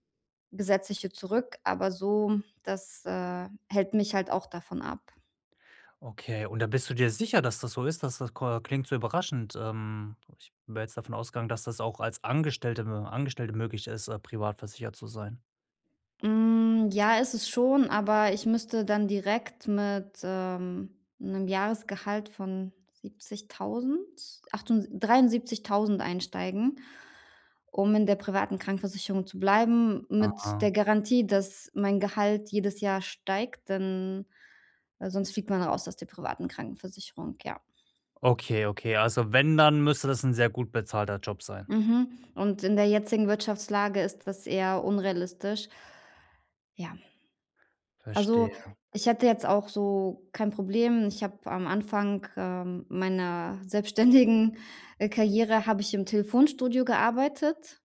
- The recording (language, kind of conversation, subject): German, advice, Wie kann ich nach Rückschlägen schneller wieder aufstehen und weitermachen?
- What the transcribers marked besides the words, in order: laughing while speaking: "selbstständigen"